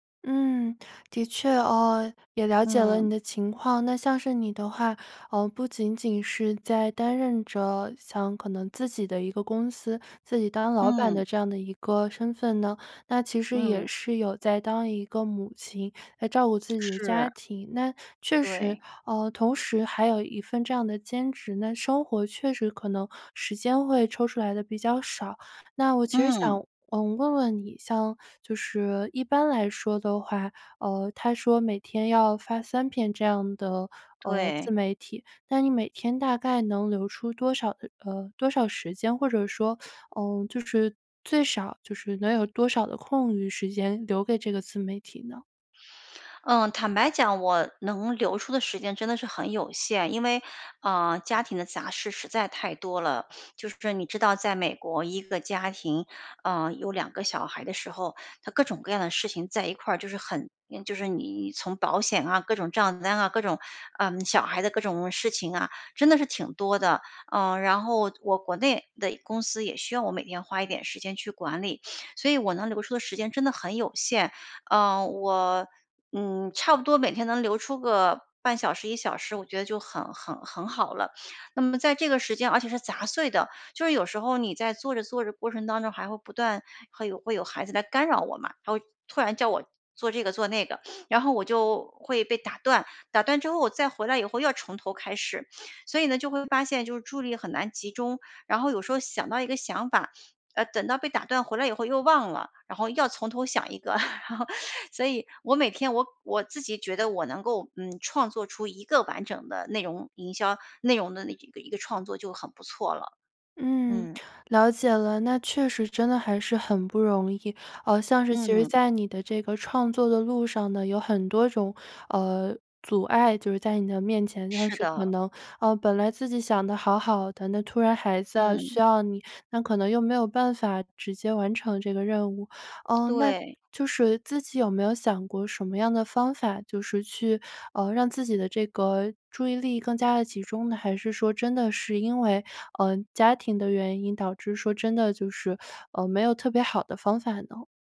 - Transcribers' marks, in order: other background noise; teeth sucking; sniff; tapping; sniff; sniff; sniff; laugh; laughing while speaking: "然后"; teeth sucking
- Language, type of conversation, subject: Chinese, advice, 生活忙碌时，我该如何养成每天创作的习惯？